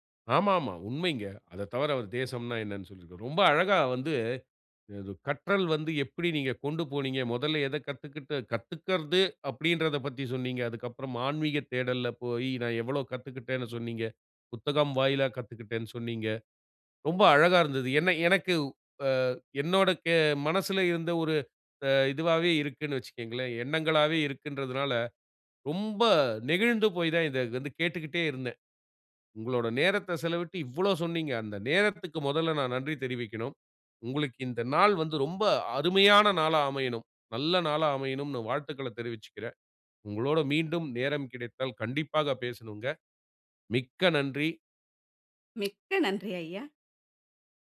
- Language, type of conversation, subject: Tamil, podcast, ஒரு சாதாரண நாளில் நீங்கள் சிறிய கற்றல் பழக்கத்தை எப்படித் தொடர்கிறீர்கள்?
- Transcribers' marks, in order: other background noise